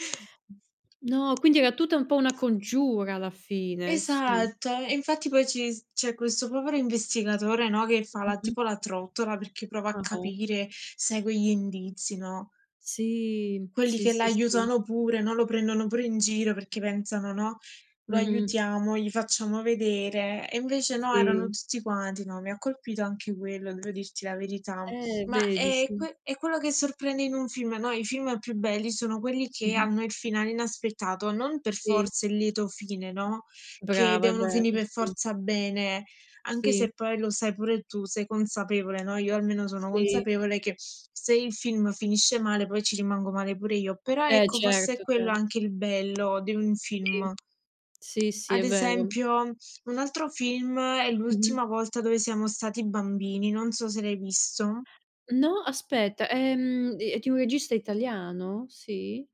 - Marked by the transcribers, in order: other background noise; tapping; drawn out: "Sì"; other noise
- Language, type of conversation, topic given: Italian, unstructured, Hai mai avuto una sorpresa guardando un film fino alla fine?